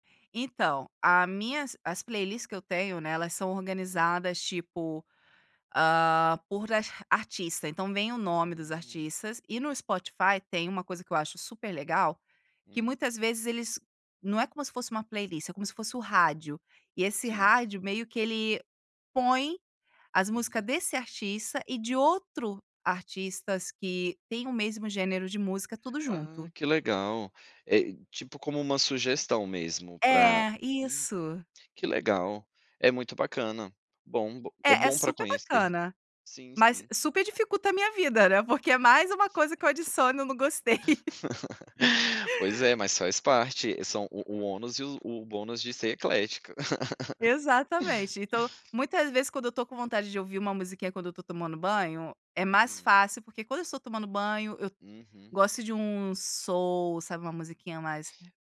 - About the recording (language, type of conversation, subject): Portuguese, podcast, O que não pode faltar no seu ritual antes de dormir?
- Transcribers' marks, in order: other noise; laugh; laugh; in English: "soul"